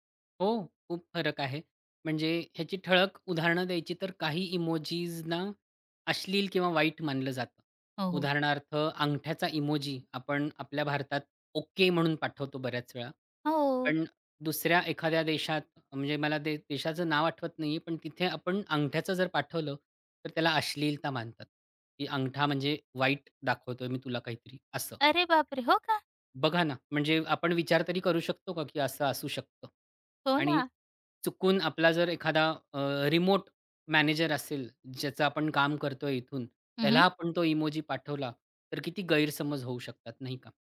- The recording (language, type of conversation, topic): Marathi, podcast, इमोजी वापरण्याबद्दल तुमची काय मते आहेत?
- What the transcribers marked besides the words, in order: surprised: "अरे बापरे! हो का?"